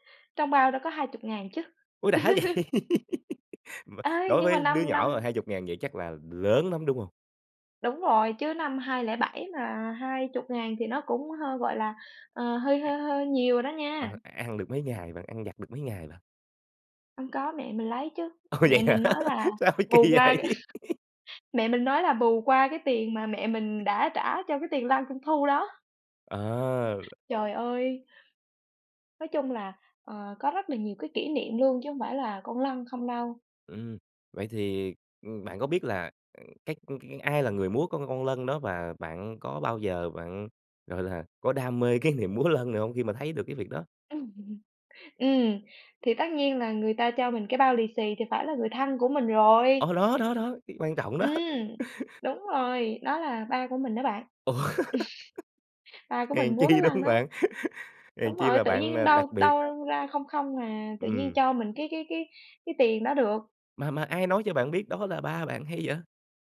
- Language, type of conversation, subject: Vietnamese, podcast, Kỷ niệm thời thơ ấu nào khiến bạn nhớ mãi không quên?
- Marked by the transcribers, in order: laughing while speaking: "vậy"; laugh; tapping; laughing while speaking: "Ô, vậy hả? Sao kỳ vậy?"; other background noise; laugh; other noise; laughing while speaking: "niềm múa"; laughing while speaking: "Ừm"; laughing while speaking: "đó"; laugh; laugh; laughing while speaking: "Ủa?"; laugh; laughing while speaking: "chi, đúng"